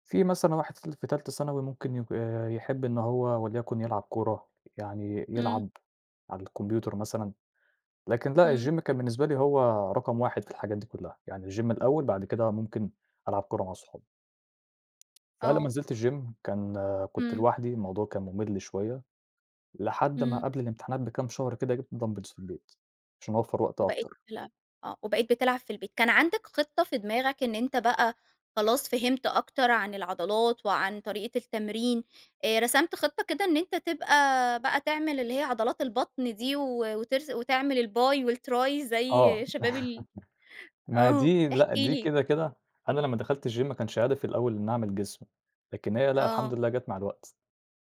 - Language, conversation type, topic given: Arabic, podcast, إزاي بتحفّز نفسك إنك تلتزم بالتمرين؟
- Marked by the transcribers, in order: in English: "الgym"; in English: "الgym"; tapping; in English: "الgym"; in English: "دامبلز"; in English: "الBi"; laugh; in English: "الTri"; laughing while speaking: "آه"; in English: "الgym"